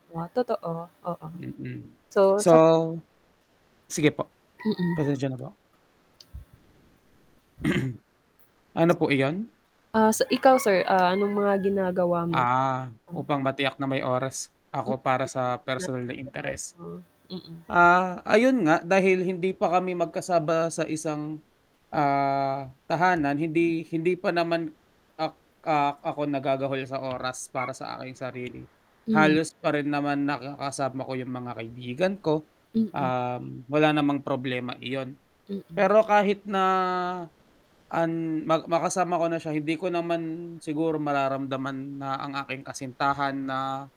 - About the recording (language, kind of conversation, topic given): Filipino, unstructured, Paano mo pinapahalagahan ang oras para sa sarili sa kabila ng mga responsibilidad sa relasyon?
- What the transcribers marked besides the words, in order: static; other animal sound; throat clearing; other background noise; tapping; unintelligible speech; "magkasama" said as "magkasaba"; drawn out: "na"